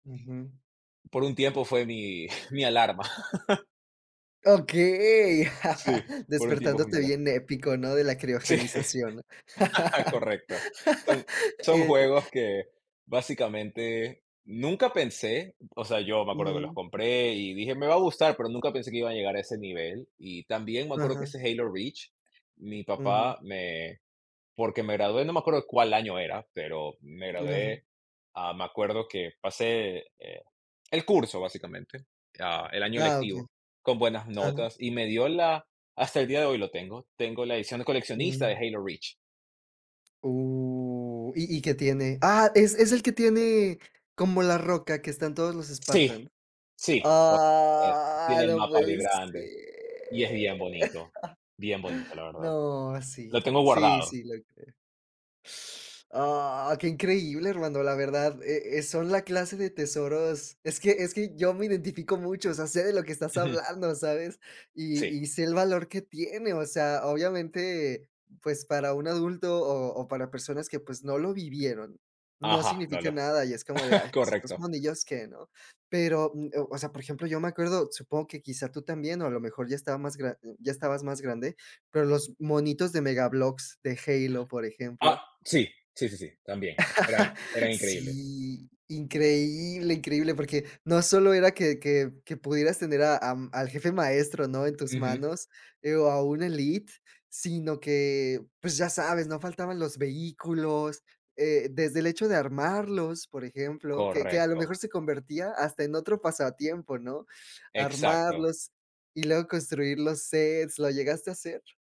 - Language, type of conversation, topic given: Spanish, podcast, ¿Cómo descubriste tu pasatiempo favorito?
- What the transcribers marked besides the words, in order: tapping; chuckle; laughing while speaking: "Sí, correcto"; laugh; drawn out: "Uh"; chuckle; chuckle; chuckle